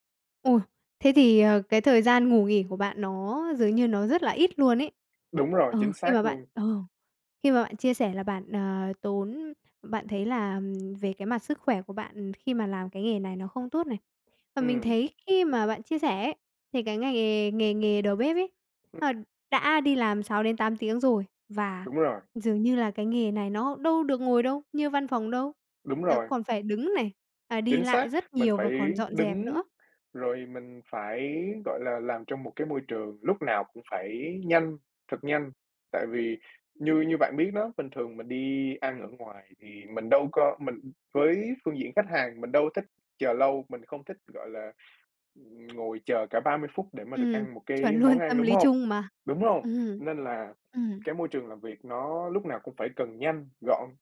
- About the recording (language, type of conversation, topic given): Vietnamese, podcast, Bạn ưu tiên tiền hay đam mê hơn, và vì sao?
- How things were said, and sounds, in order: tapping; other background noise; laughing while speaking: "luôn"; laughing while speaking: "Ừm"